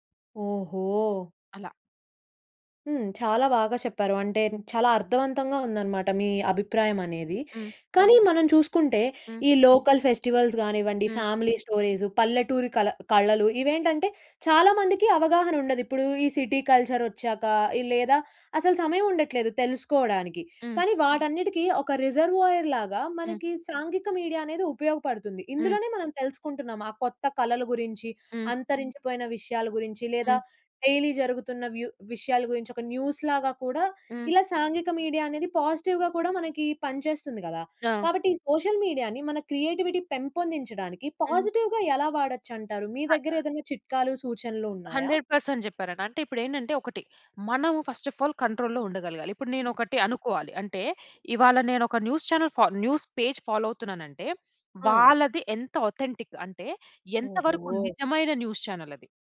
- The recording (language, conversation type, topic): Telugu, podcast, సామాజిక మీడియా ప్రభావం మీ సృజనాత్మకతపై ఎలా ఉంటుంది?
- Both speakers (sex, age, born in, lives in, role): female, 20-24, India, India, host; female, 25-29, India, India, guest
- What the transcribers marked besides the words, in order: in English: "లోకల్ ఫెస్టివల్స్"; in English: "ఫ్యామిలీ"; in English: "సిటీ"; in English: "రిజర్వాయర్‌లాగా"; other background noise; in English: "మీడియా"; in English: "డైలీ"; in English: "న్యూస్‌లాగా"; in English: "మీడియా"; in English: "పాజిటివ్‌గా"; in English: "సోషల్ మీడియా‌ని"; in English: "క్రియేటివిటీ"; in English: "పాజిటివ్‌గా"; in English: "హండ్రెడ్ పర్సెంట్"; in English: "ఫస్ట్ ఆఫ్ ఆల్ కంట్రోల్‌లో"; in English: "న్యూస్ చానల్ ఫా న్యూస్ పేజ్ ఫాలో"; in English: "ఆథెంటిక్"; in English: "న్యూస్"